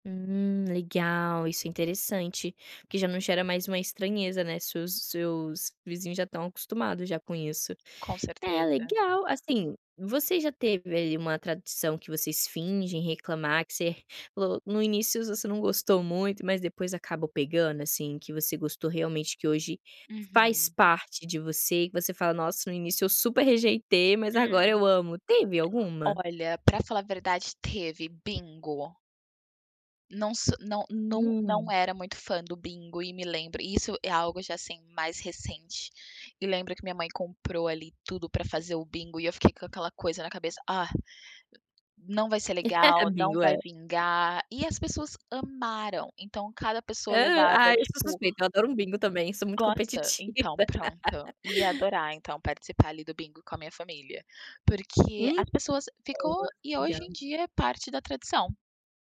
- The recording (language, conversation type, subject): Portuguese, podcast, De qual hábito de feriado a sua família não abre mão?
- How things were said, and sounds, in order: chuckle; tapping; laugh; laughing while speaking: "competitiva"; laugh; unintelligible speech